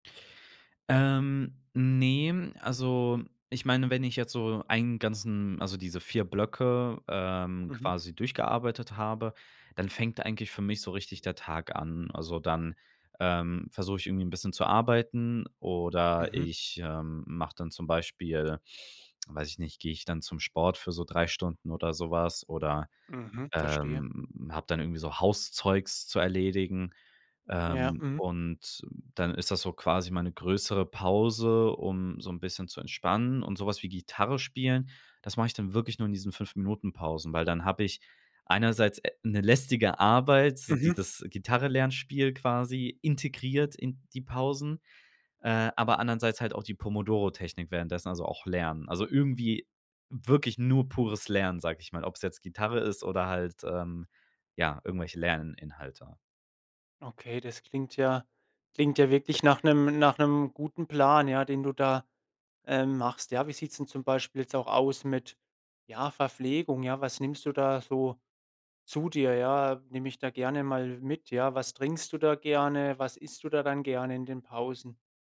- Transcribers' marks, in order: stressed: "integriert"; "andererseits" said as "andernseits"
- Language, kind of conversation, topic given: German, podcast, Welche kleinen Pausen im Alltag geben dir am meisten Energie?